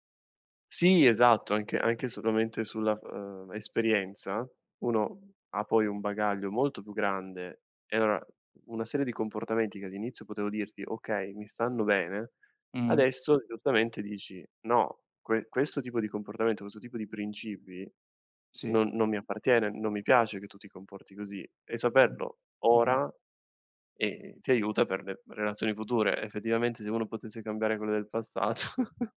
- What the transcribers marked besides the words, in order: other background noise; giggle
- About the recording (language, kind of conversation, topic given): Italian, unstructured, Qual è un momento speciale che vorresti rivivere?